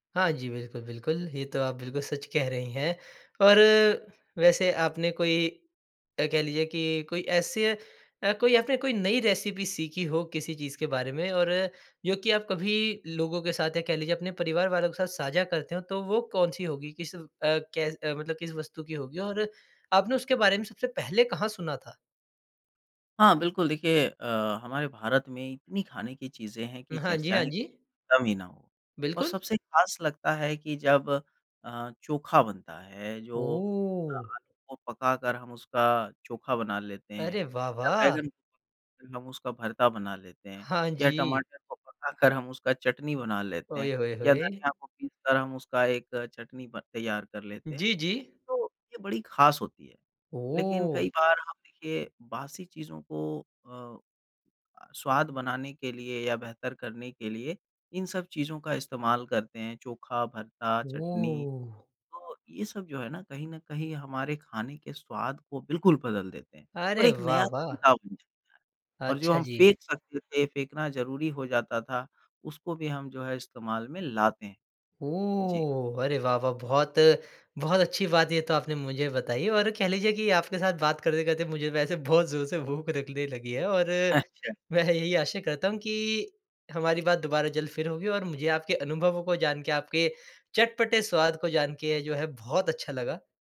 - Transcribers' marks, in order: in English: "रेसिपी"; laughing while speaking: "अच्छा"
- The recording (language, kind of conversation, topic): Hindi, podcast, बचे हुए खाने का स्वाद नया बनाने के आसान तरीके क्या हैं?